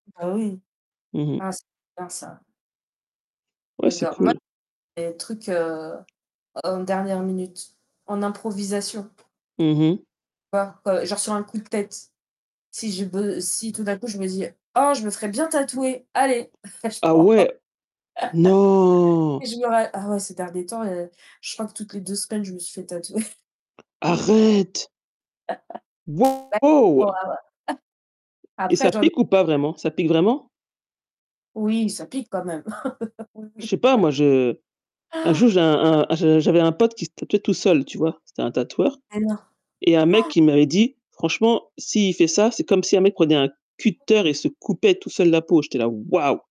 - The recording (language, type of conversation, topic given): French, unstructured, Comment célèbres-tu tes petites victoires ?
- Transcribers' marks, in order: distorted speech; tapping; other background noise; unintelligible speech; laugh; laughing while speaking: "je crois"; laugh; drawn out: "Non !"; stressed: "Arrête"; chuckle; laugh; unintelligible speech; laugh; laughing while speaking: "Oui, oui"; chuckle; unintelligible speech; gasp